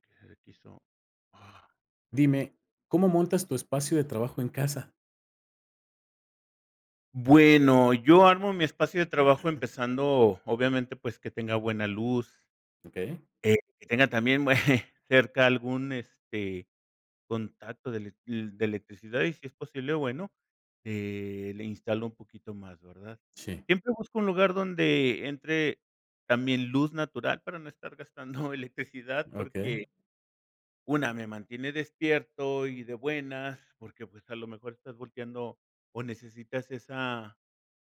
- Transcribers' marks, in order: unintelligible speech; other background noise; chuckle; laughing while speaking: "gastando"
- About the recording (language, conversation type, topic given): Spanish, podcast, ¿Cómo organizas tu espacio de trabajo en casa?